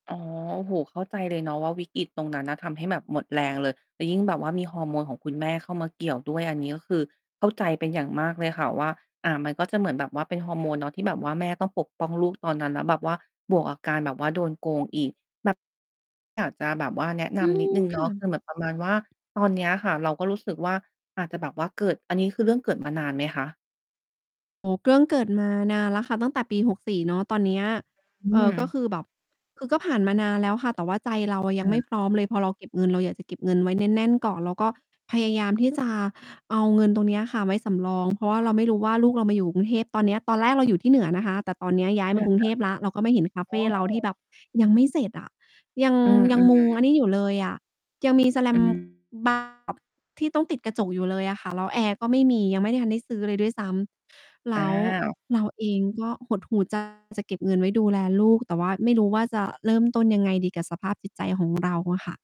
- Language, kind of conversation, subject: Thai, advice, คุณตั้งเป้าหมายใหญ่เรื่องอะไร และอะไรทำให้คุณรู้สึกหมดแรงจนทำตามไม่ไหวในช่วงนี้?
- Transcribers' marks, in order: static; distorted speech; tapping; "เรื่อง" said as "เกื้อง"; mechanical hum